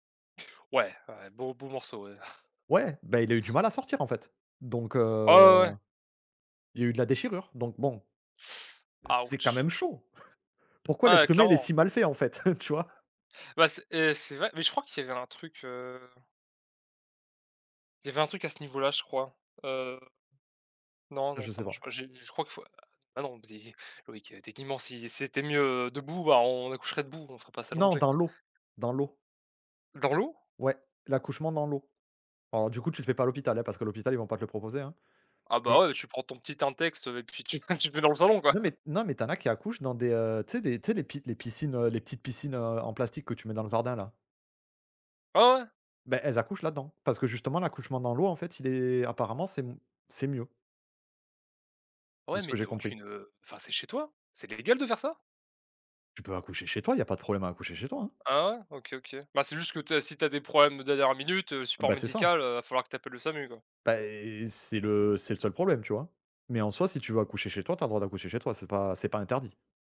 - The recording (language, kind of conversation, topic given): French, unstructured, Qu’est-ce qui te choque dans certaines pratiques médicales du passé ?
- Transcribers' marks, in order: chuckle; teeth sucking; stressed: "chaud"; chuckle; unintelligible speech; laughing while speaking: "tu te met dans le salon, quoi"